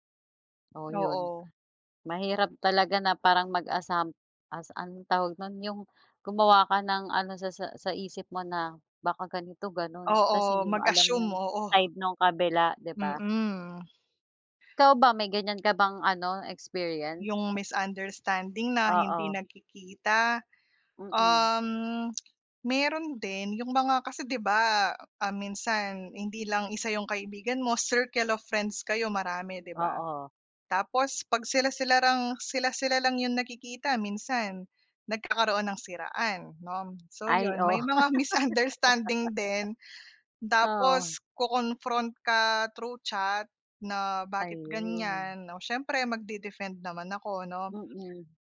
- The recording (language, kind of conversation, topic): Filipino, unstructured, Paano mo pinananatili ang pagkakaibigan kahit magkalayo kayo?
- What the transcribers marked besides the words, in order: tapping; laugh